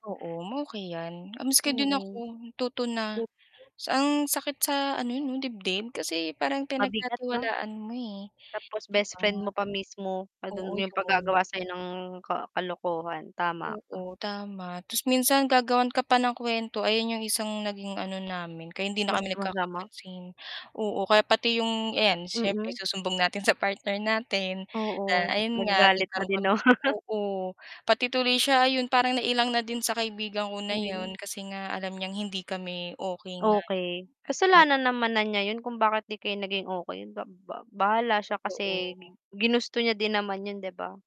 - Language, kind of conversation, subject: Filipino, unstructured, Paano mo ipinapakita ang pagmamahal sa isang tao?
- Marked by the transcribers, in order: static; unintelligible speech; distorted speech; chuckle; unintelligible speech